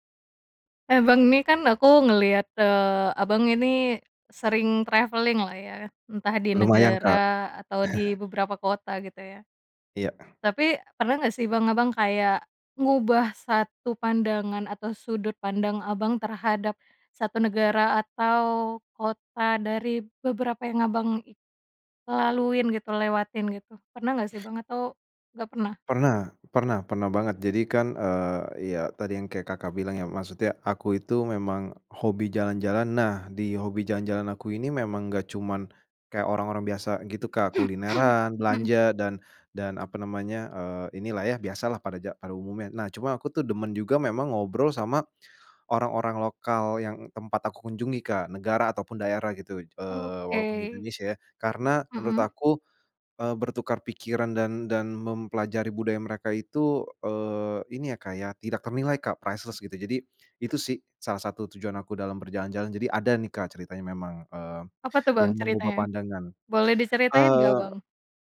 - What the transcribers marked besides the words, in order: in English: "traveling-lah"; chuckle; other background noise; throat clearing; in English: "priceless"
- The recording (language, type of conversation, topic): Indonesian, podcast, Pernahkah kamu mengalami pertemuan singkat yang mengubah cara pandangmu?